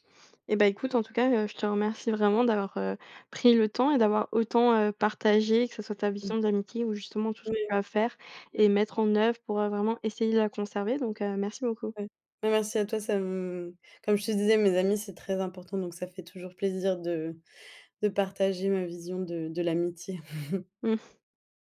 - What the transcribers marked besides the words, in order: other background noise; chuckle; scoff
- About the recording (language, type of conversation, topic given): French, podcast, Comment gardes-tu le contact avec des amis qui habitent loin ?